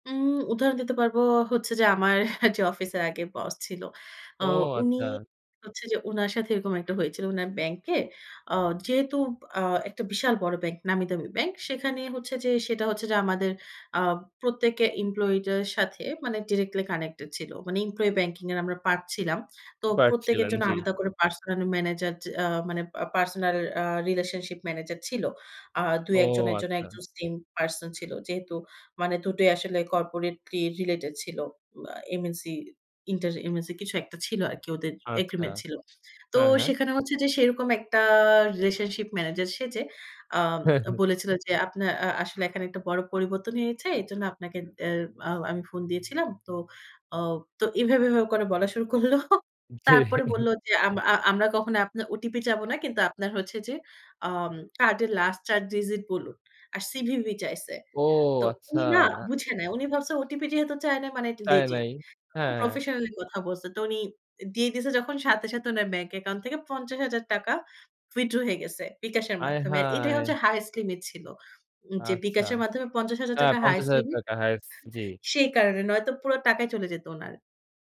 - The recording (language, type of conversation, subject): Bengali, podcast, ই-পেমেন্ট ব্যবহার করার সময় আপনার মতে সবচেয়ে বড় সতর্কতা কী?
- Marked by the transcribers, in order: laughing while speaking: "আমার যে অফিসের আগে বস ছিল"; "এমপ্লয়িদের" said as "এমপ্লয়িডা"; "মানে" said as "মানি"; tapping; other noise; "হয়েছে" said as "হেয়েছে"; chuckle; laughing while speaking: "জি"; "চাইবো" said as "চাব"; in English: "লেজিট"; in English: "প্রফেশনালি"; in English: "উইথড্র"; "হাইয়েস্ট" said as "হাইয়েস"